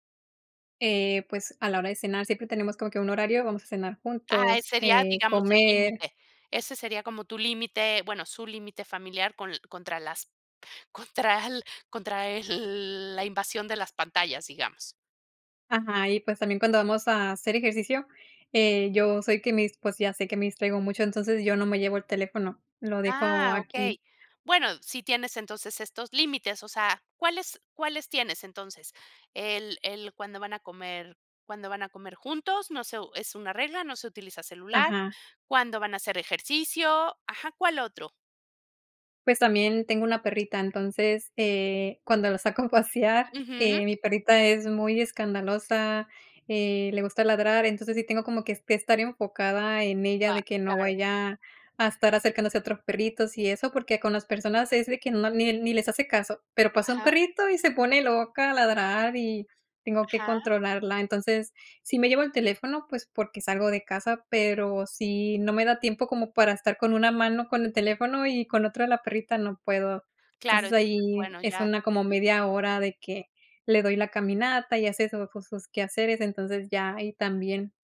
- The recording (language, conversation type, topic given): Spanish, podcast, ¿Hasta dónde dejas que el móvil controle tu día?
- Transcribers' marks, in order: other background noise; laughing while speaking: "saco a pasear"; tapping